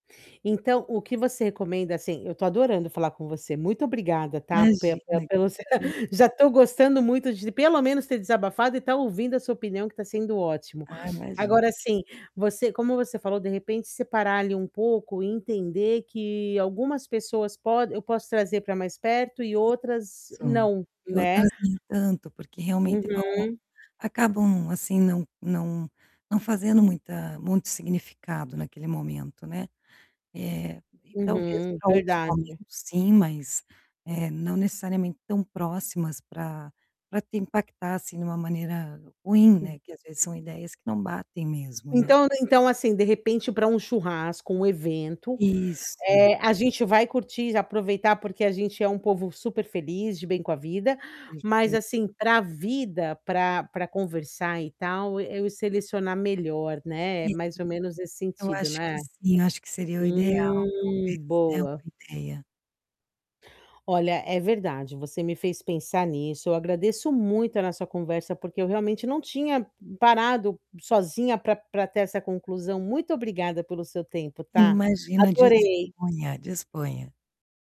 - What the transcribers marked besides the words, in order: distorted speech; static; unintelligible speech; unintelligible speech
- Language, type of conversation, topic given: Portuguese, advice, Como posso ser mais autêntico nas minhas relações profissionais e pessoais?